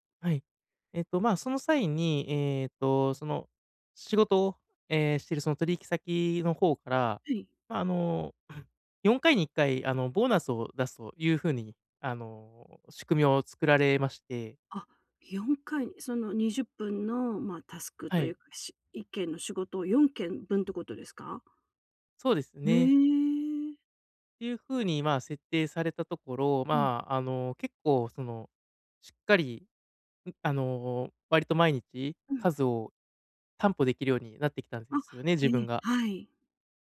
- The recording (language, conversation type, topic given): Japanese, advice, 長くモチベーションを保ち、成功や進歩を記録し続けるにはどうすればよいですか？
- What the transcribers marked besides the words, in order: none